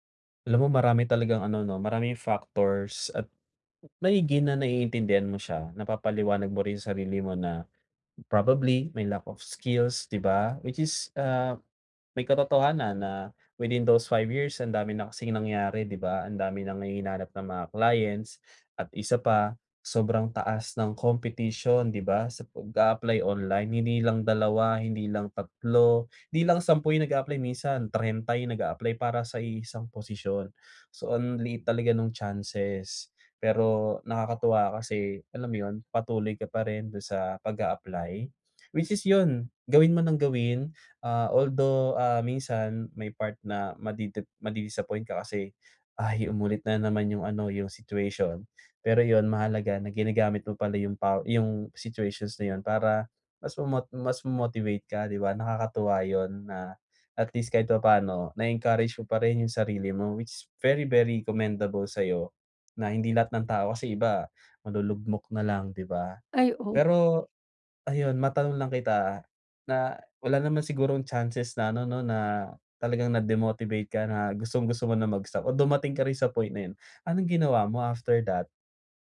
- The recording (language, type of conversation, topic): Filipino, advice, Bakit ako laging nag-aalala kapag inihahambing ko ang sarili ko sa iba sa internet?
- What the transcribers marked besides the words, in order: in English: "Which very very commendable"